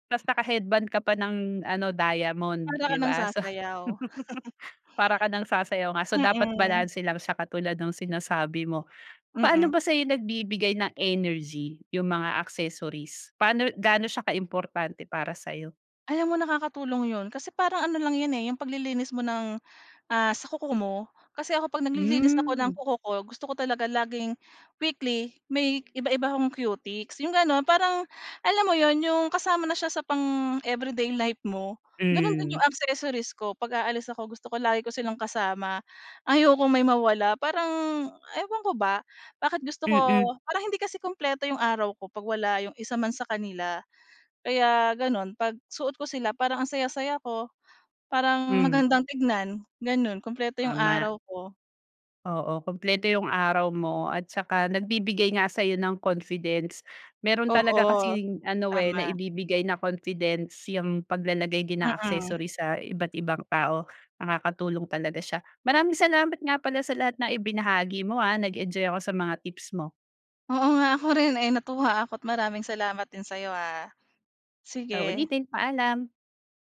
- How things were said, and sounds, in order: tapping; laughing while speaking: "So"; laugh; chuckle; other background noise
- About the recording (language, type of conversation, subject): Filipino, podcast, Paano nakakatulong ang mga palamuti para maging mas makahulugan ang estilo mo kahit simple lang ang damit?